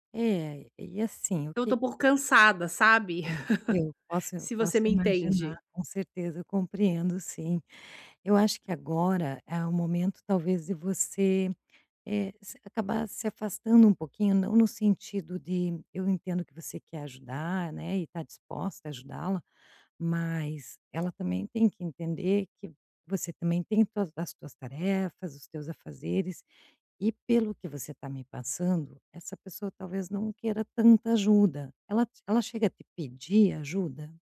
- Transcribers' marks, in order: unintelligible speech; chuckle; tapping
- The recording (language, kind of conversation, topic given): Portuguese, advice, Como posso manter limites saudáveis ao apoiar um amigo?